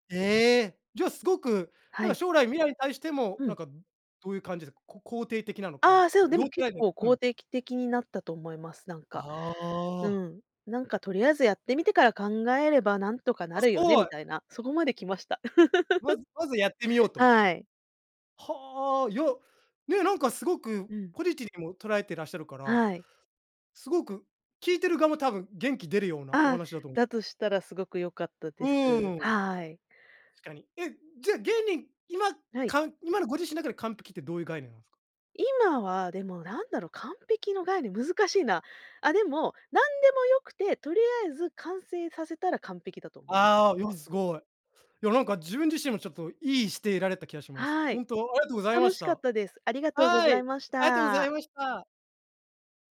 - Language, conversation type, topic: Japanese, podcast, 完璧を目指すべきか、まずは出してみるべきか、どちらを選びますか？
- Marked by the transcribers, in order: "肯定的" said as "こうてきてき"; laugh; "ポジティブ" said as "ほじてぃり"